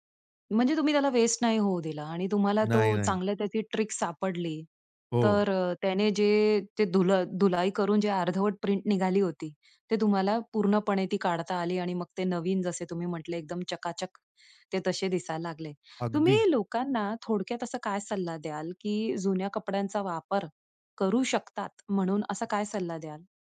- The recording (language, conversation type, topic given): Marathi, podcast, जुन्या कपड्यांना नवीन रूप देण्यासाठी तुम्ही काय करता?
- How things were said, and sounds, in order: in English: "ट्रिक"